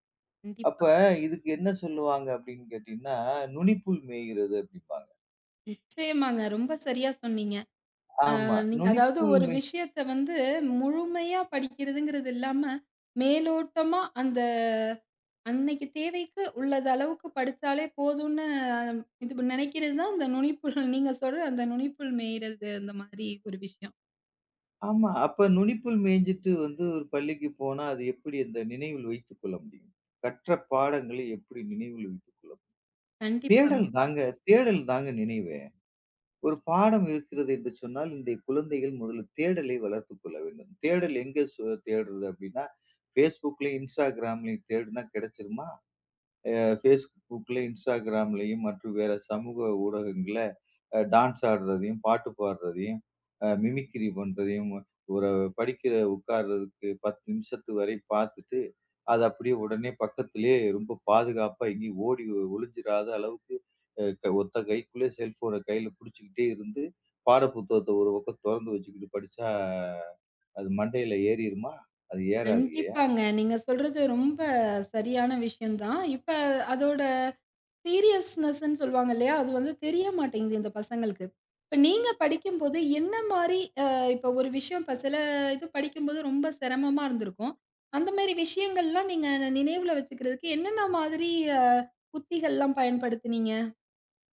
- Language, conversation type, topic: Tamil, podcast, பாடங்களை நன்றாக நினைவில் வைப்பது எப்படி?
- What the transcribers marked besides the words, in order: drawn out: "போதும்னு"; laughing while speaking: "அந்த நுனிப்புல் நீங்க சொல்ற அந்த நுனிப்புல் மேயிறது அந்த மாதிரி ஒரு விஷயம்"; other background noise; in English: "மிமிக்ரீ"; in English: "செல்ஃபோன"; drawn out: "படிச்சா"; in English: "சீரியஸ்ன்ஸ்ன்னு"